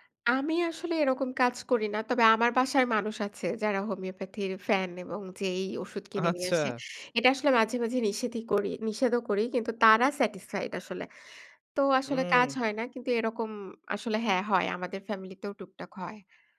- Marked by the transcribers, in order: laughing while speaking: "আচ্ছা"; in English: "স্যাটিসফাইড"
- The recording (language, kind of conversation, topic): Bengali, podcast, ওষুধ ছাড়াও তুমি কোন কোন প্রাকৃতিক উপায় কাজে লাগাও?